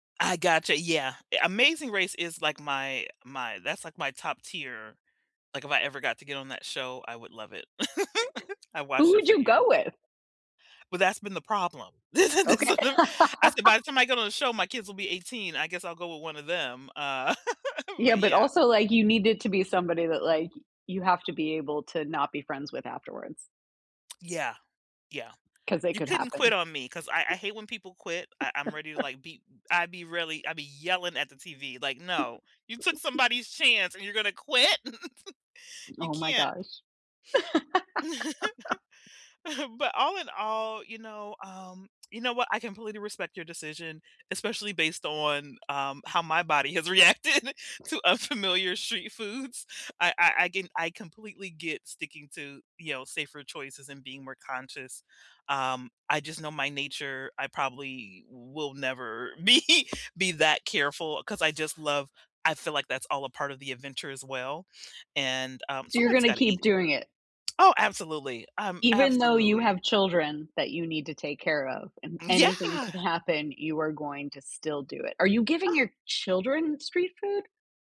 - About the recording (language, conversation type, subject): English, unstructured, How do you decide when to try unfamiliar street food versus sticking to safe options?
- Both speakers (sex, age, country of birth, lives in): female, 45-49, United States, United States; female, 45-49, United States, United States
- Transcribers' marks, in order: other background noise; laugh; tapping; laugh; unintelligible speech; laugh; laugh; chuckle; chuckle; chuckle; laugh; tsk; laughing while speaking: "has reacted to unfamiliar street foods"; laughing while speaking: "be"; tsk; gasp